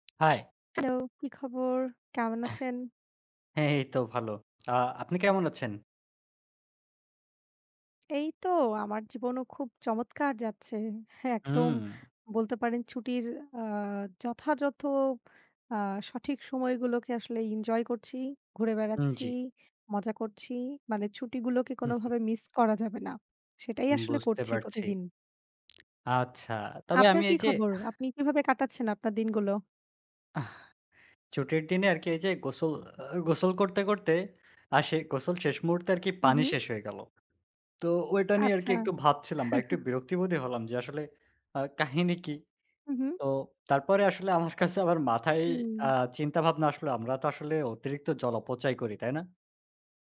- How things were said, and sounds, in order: tapping; sneeze; in English: "ইনজয়"; chuckle; other background noise; chuckle
- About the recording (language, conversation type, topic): Bengali, unstructured, আমরা কীভাবে জল সংরক্ষণ করতে পারি?